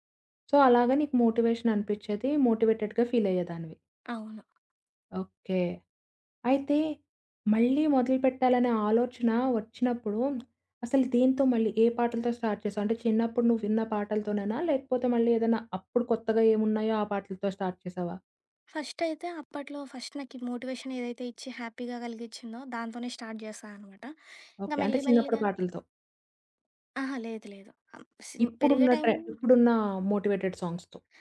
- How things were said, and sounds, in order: other background noise; in English: "సో"; in English: "మోటివేషన్"; in English: "మోటివేటెడ్‌గా"; tapping; in English: "స్టార్ట్"; in English: "స్టార్ట్"; in English: "ఫస్ట్"; in English: "హ్యాపీగా"; in English: "స్టార్ట్"; in English: "టైమ్"; in English: "మోటివేటెడ్ సాంగ్స్‌తో?"
- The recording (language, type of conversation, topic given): Telugu, podcast, పాత హాబీతో మళ్లీ మమేకమయ్యేటప్పుడు సాధారణంగా ఎదురయ్యే సవాళ్లు ఏమిటి?